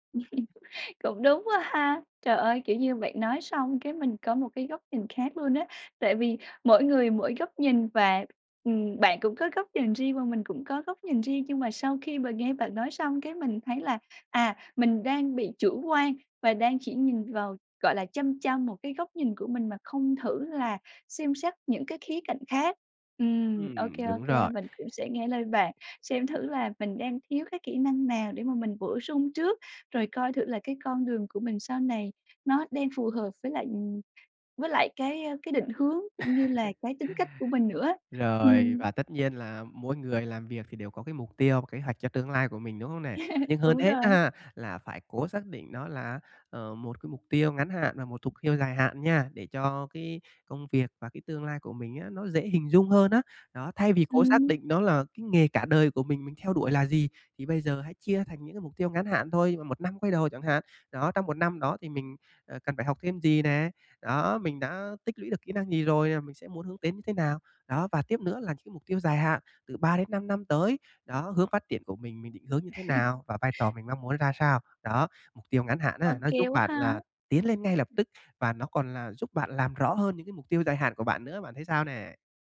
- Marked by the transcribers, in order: laugh; laugh; laugh; tapping; laugh; other background noise
- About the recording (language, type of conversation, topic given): Vietnamese, advice, Làm sao để xác định mục tiêu nghề nghiệp phù hợp với mình?